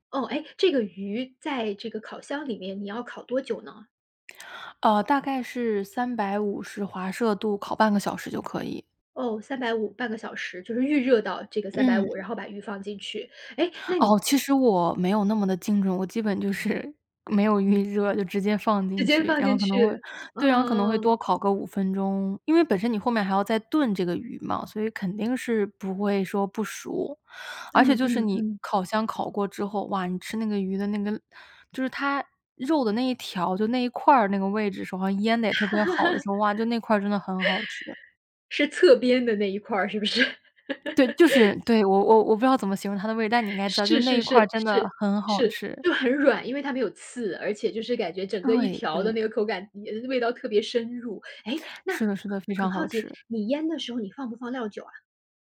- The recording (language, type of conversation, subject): Chinese, podcast, 家里传下来的拿手菜是什么？
- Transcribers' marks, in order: other background noise; laughing while speaking: "就是"; laughing while speaking: "直接"; laugh; laughing while speaking: "是不是？"; laugh; tapping